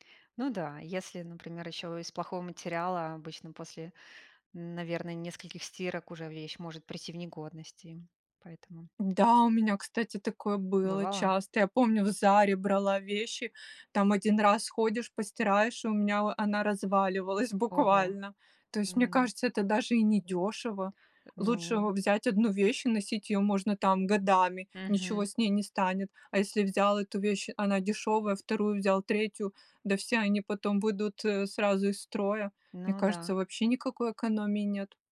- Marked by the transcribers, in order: none
- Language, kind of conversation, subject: Russian, podcast, Откуда ты черпаешь вдохновение для создания образов?